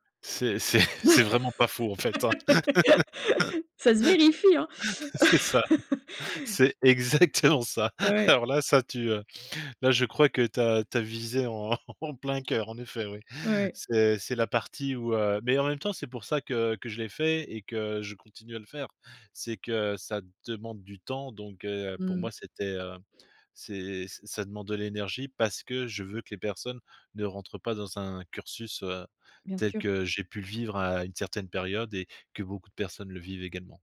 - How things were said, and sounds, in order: laughing while speaking: "c'est"; laugh; stressed: "vérifie"; laugh; laughing while speaking: "C'est ça, c'est exactement ça … en effet, oui"; tapping; laugh; stressed: "parce que"
- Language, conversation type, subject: French, advice, Comment éviter de s’épuiser à vouloir tout faire soi-même sans déléguer ?